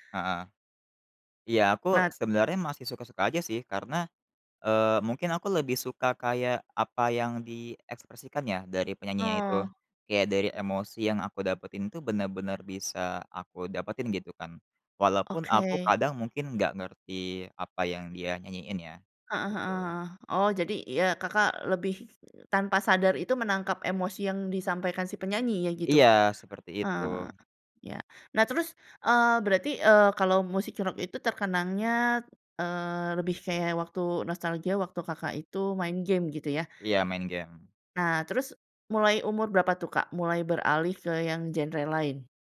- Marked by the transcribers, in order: tapping
- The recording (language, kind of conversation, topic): Indonesian, podcast, Ada lagu yang selalu bikin kamu nostalgia? Kenapa ya?